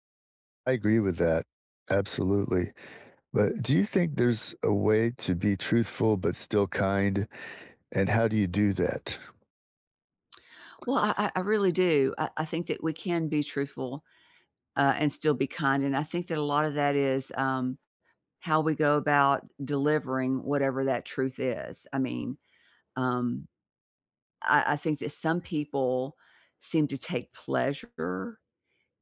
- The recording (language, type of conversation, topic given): English, unstructured, How do you feel about telling the truth when it hurts someone?
- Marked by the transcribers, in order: tapping